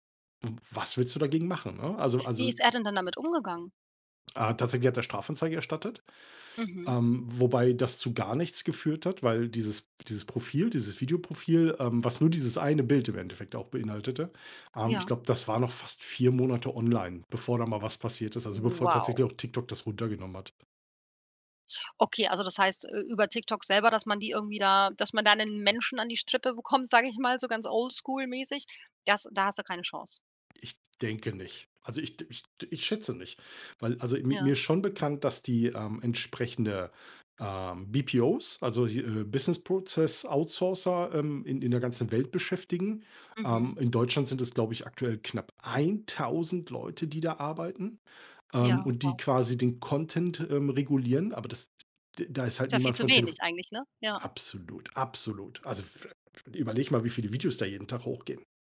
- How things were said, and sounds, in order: other background noise; in English: "BPOs"; in English: "Business Process Outsourcer"; in English: "Content"
- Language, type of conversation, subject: German, podcast, Was ist dir wichtiger: Datenschutz oder Bequemlichkeit?